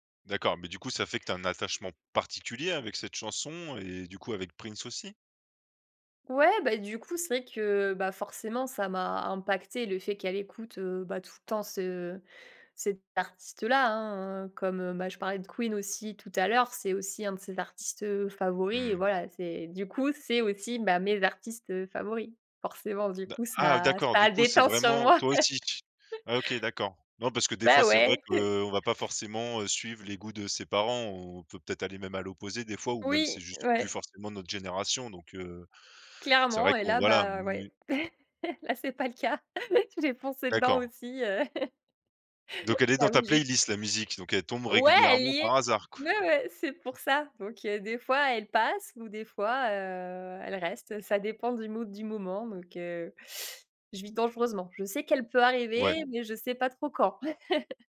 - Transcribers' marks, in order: stressed: "particulier"; chuckle; chuckle; chuckle; laugh; in English: "mood"; chuckle
- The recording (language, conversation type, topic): French, podcast, Peux-tu raconter un souvenir marquant lié à une chanson ?